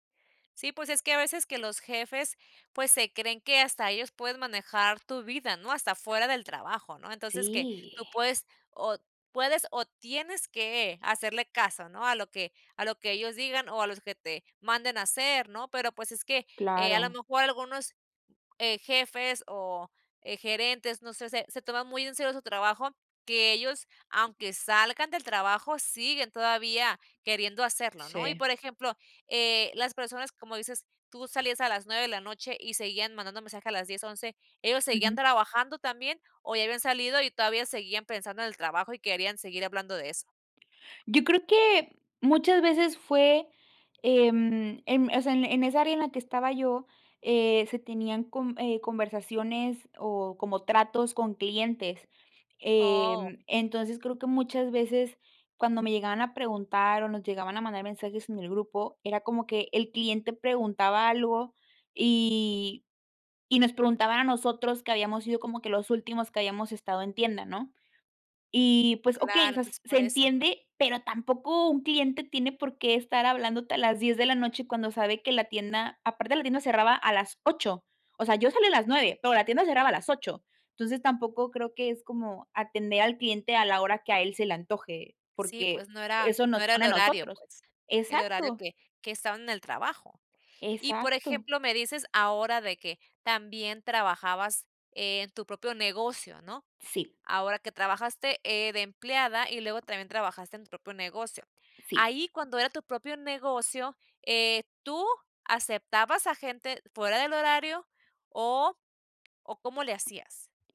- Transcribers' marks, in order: tapping
- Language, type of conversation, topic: Spanish, podcast, ¿Cómo pones límites al trabajo fuera del horario?